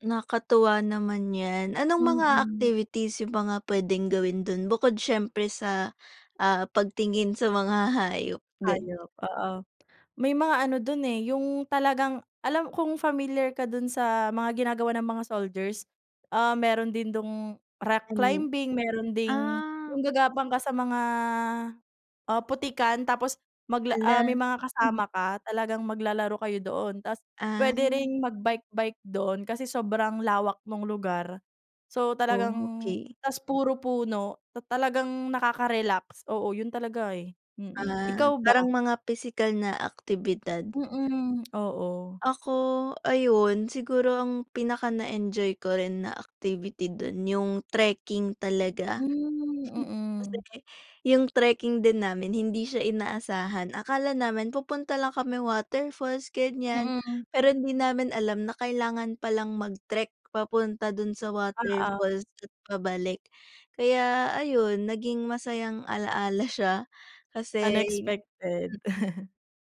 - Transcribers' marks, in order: other background noise; chuckle
- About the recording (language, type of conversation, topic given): Filipino, unstructured, Ano ang paborito mong lugar na napuntahan, at bakit?